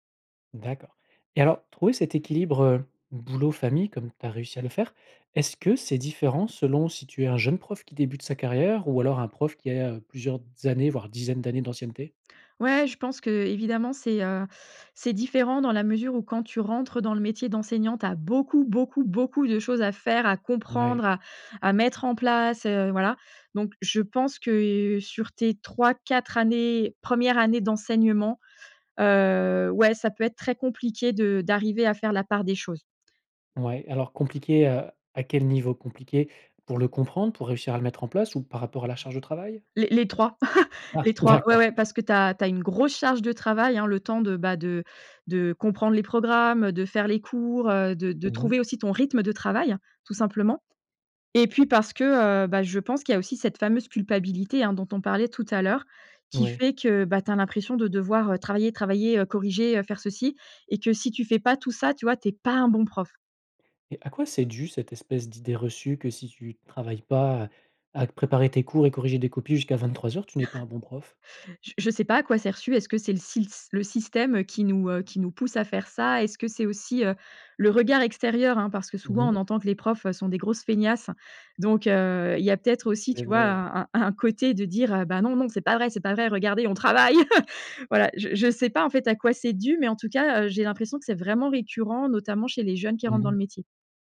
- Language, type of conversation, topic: French, podcast, Comment trouver un bon équilibre entre le travail et la vie de famille ?
- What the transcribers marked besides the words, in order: other background noise; chuckle; laughing while speaking: "d'accord"; tapping; laugh; laugh